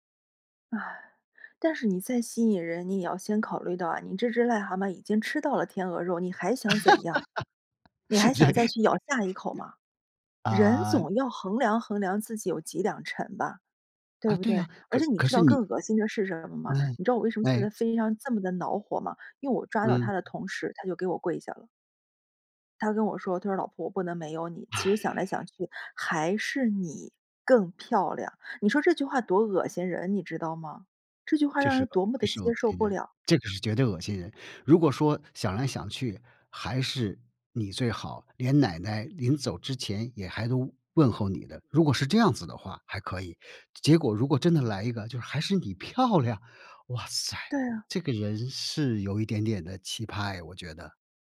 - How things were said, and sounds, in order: laugh; laughing while speaking: "对"; other background noise; tapping
- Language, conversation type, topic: Chinese, advice, 我因为伴侣不忠而感到被背叛、难以释怀，该怎么办？